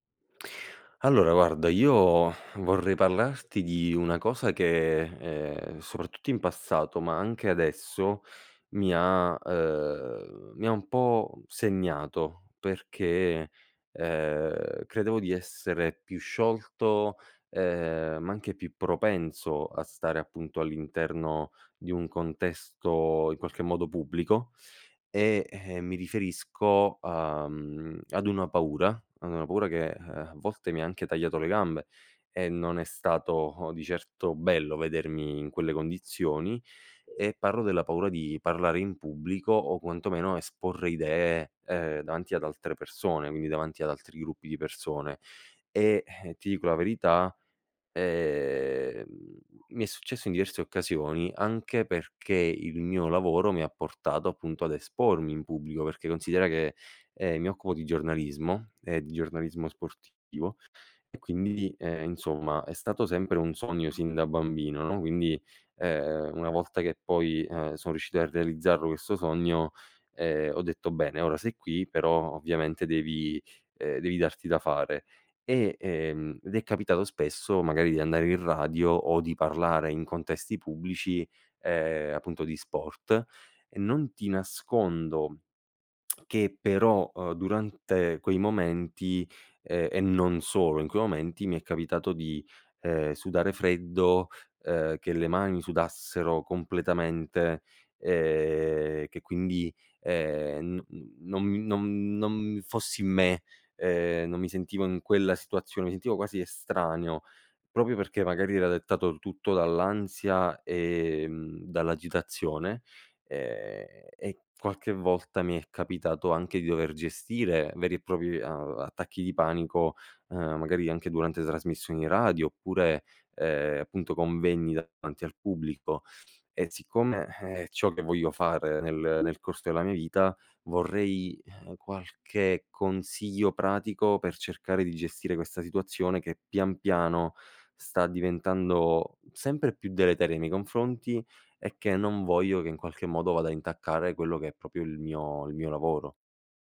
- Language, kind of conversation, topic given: Italian, advice, Come posso superare la paura di parlare in pubblico o di esporre le mie idee in riunione?
- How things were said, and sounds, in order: lip smack; "proprio" said as "propio"; "propri" said as "propi"; other background noise; "proprio" said as "propio"